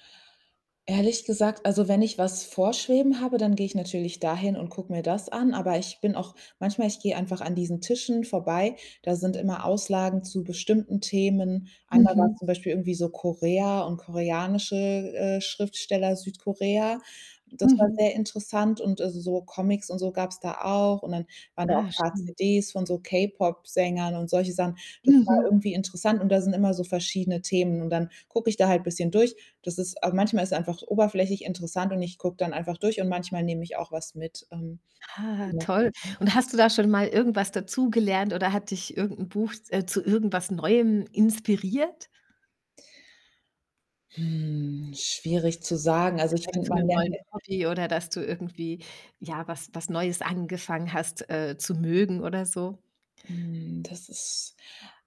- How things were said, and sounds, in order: other background noise; distorted speech
- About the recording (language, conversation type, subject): German, podcast, Wo findest du Inspiration außerhalb des Internets?